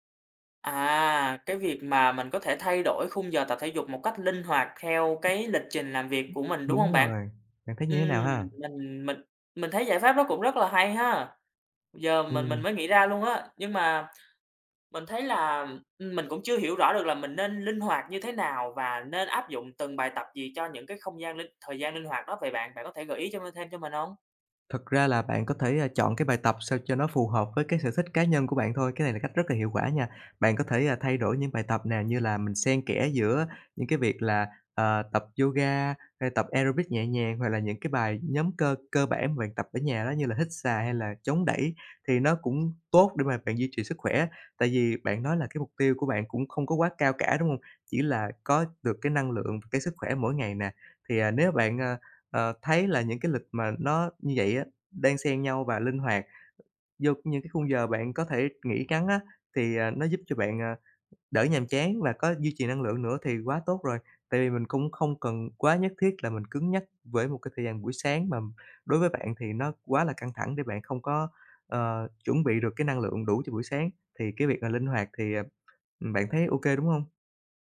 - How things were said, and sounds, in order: unintelligible speech; in English: "aerobic"; tapping
- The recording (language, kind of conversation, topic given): Vietnamese, advice, Tại sao tôi lại mất động lực sau vài tuần duy trì một thói quen, và làm sao để giữ được lâu dài?